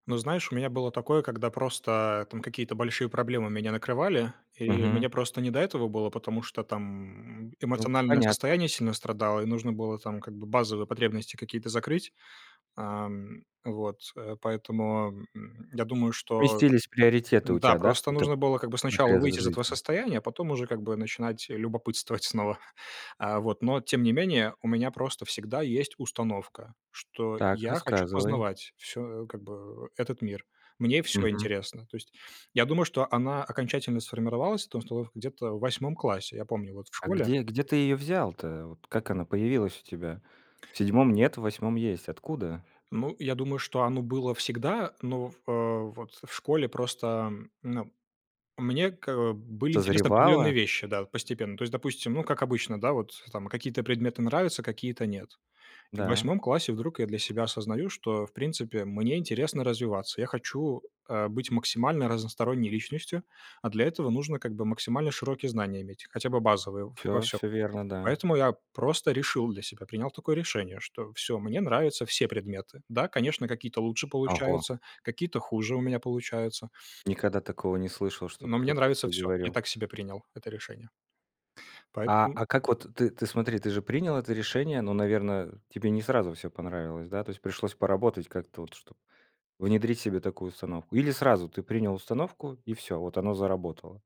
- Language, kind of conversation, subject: Russian, podcast, Как не потерять любопытство с возрастом?
- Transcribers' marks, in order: tapping; chuckle; other background noise